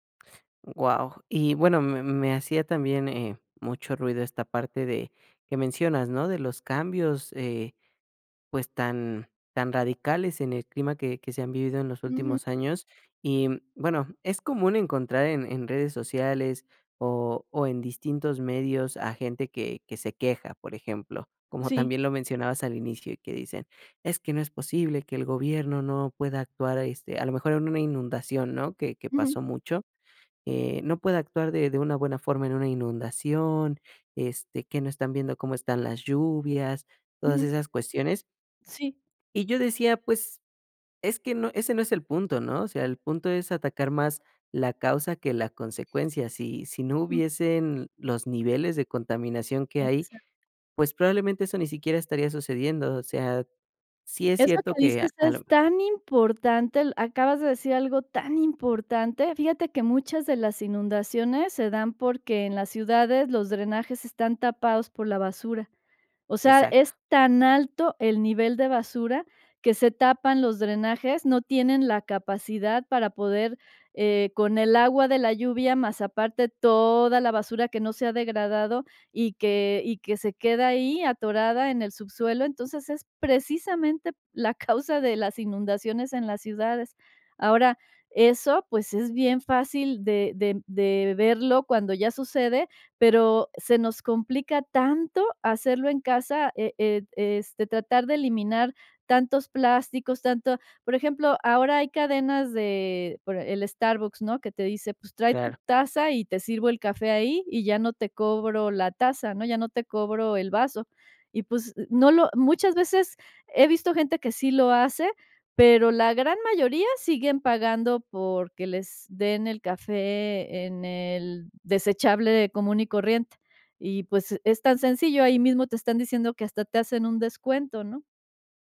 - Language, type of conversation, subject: Spanish, podcast, ¿Realmente funciona el reciclaje?
- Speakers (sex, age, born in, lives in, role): female, 60-64, Mexico, Mexico, guest; male, 20-24, Mexico, Mexico, host
- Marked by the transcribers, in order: stressed: "tan importante"; stressed: "tan importante"; laughing while speaking: "la causa"